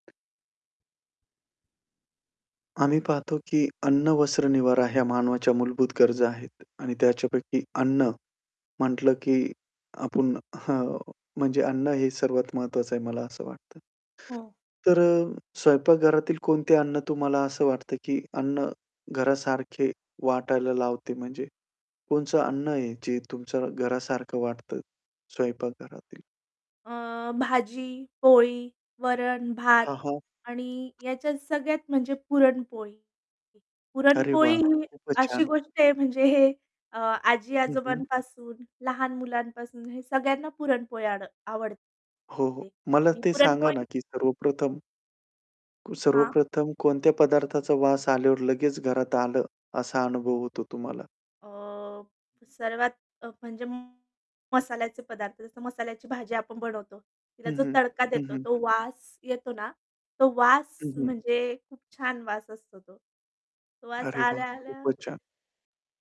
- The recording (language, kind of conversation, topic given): Marathi, podcast, स्वयंपाकघरातील कोणता पदार्थ तुम्हाला घरासारखं वाटायला लावतो?
- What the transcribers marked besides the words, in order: other background noise; static; "कोणतं" said as "कोणचं"; distorted speech; tapping